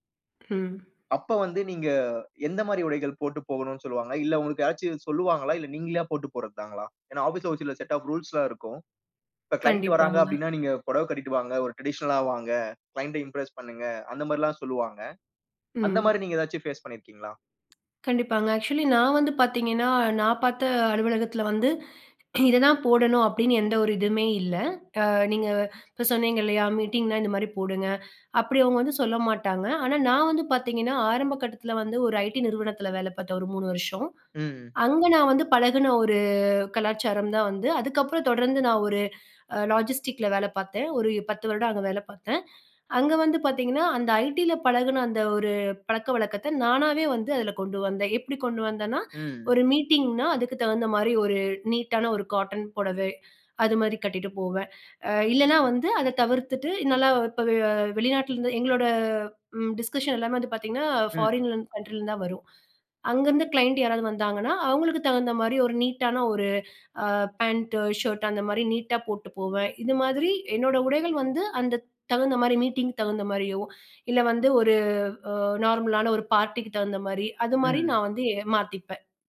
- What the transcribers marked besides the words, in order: in English: "செட் ஆஃப் ரூல்ஸ்"; in English: "கிளையன்ட்"; in English: "டிரடிஷனல்ல"; in English: "கிளையன்ட் இம்ப்ரஸ்"; tapping; in English: "ஆக்சுவலி"; other background noise; in English: "லாஜிஸ்டிக்ல"; in English: "டிஸ்கஷன்"; in English: "ஃபாரின் கன்ட்ரிலந்து"; inhale; in English: "கிளையண்ட்"
- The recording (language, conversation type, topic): Tamil, podcast, மற்றோரின் கருத்து உன் உடைத் தேர்வை பாதிக்குமா?